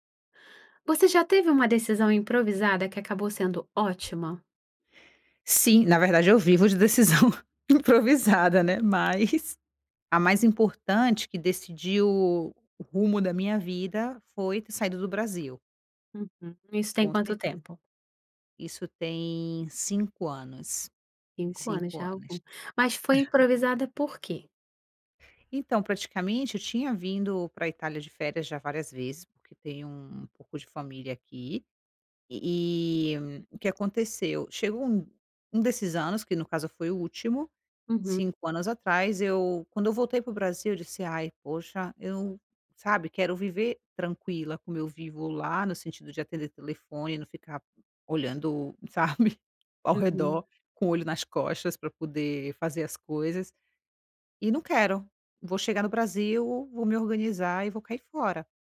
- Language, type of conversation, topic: Portuguese, podcast, Você já tomou alguma decisão improvisada que acabou sendo ótima?
- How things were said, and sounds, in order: tapping; laughing while speaking: "decisão improvisada, né, mas"; laugh; laughing while speaking: "sabe"